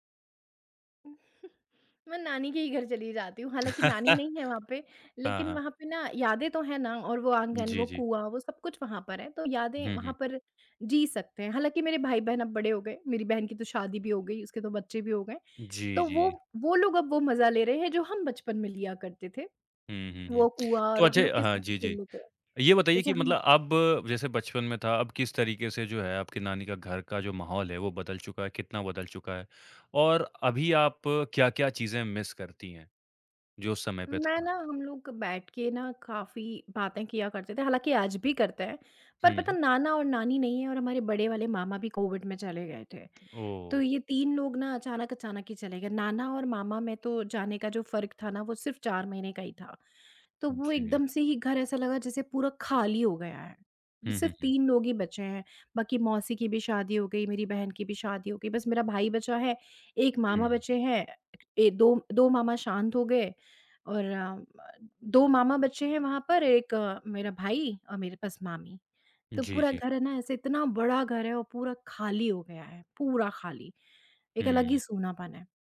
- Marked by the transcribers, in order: chuckle; chuckle; other background noise; in English: "मिस"
- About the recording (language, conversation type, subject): Hindi, podcast, आपको किन घरेलू खुशबुओं से बचपन की यादें ताज़ा हो जाती हैं?